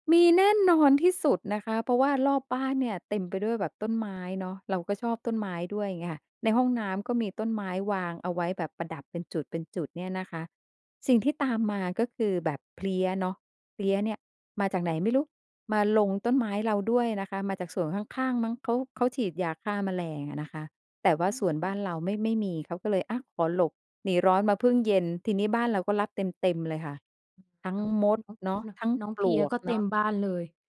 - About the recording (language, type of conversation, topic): Thai, podcast, คุณมีวิธีทำให้บ้านดูเรียบง่ายและใกล้ชิดธรรมชาติได้อย่างไร?
- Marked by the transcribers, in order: other noise